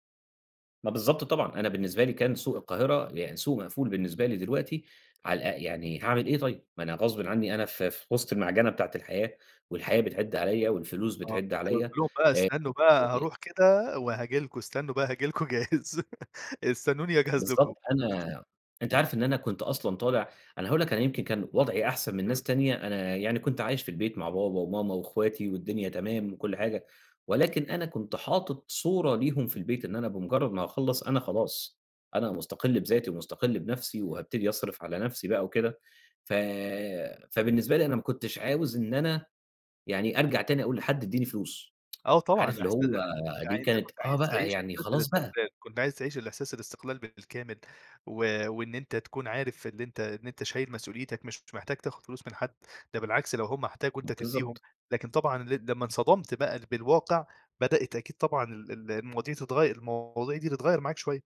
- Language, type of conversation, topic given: Arabic, podcast, إزاي قدرت تحافظ على دخلك خلال فترة الانتقال اللي كنت بتمرّ بيها؟
- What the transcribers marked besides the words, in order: unintelligible speech; unintelligible speech; tapping; laughing while speaking: "جاهز"; laugh; other noise; tsk